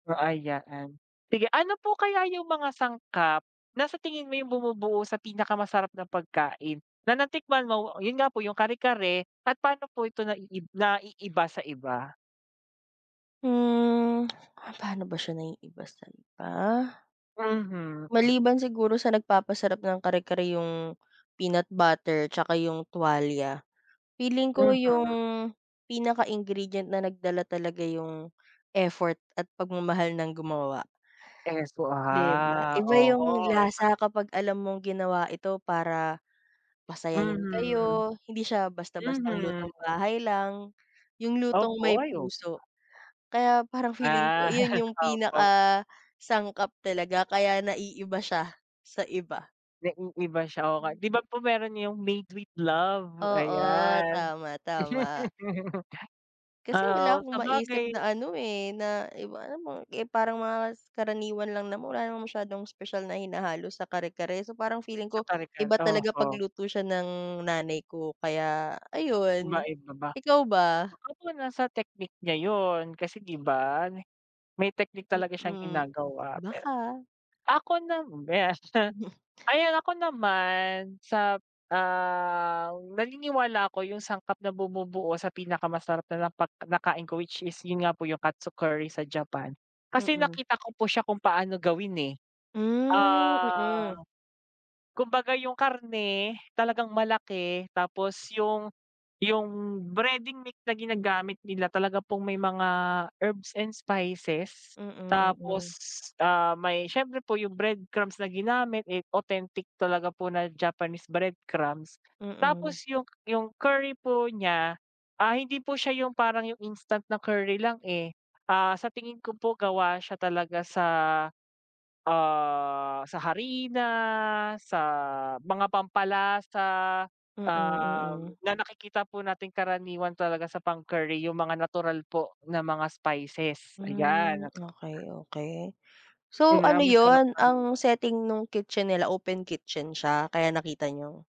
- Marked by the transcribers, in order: other background noise; tongue click; tapping; chuckle; laugh; chuckle; "mix" said as "mik"
- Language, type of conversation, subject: Filipino, unstructured, Ano ang pinakamasarap na pagkaing natikman mo, at sino ang kasama mo noon?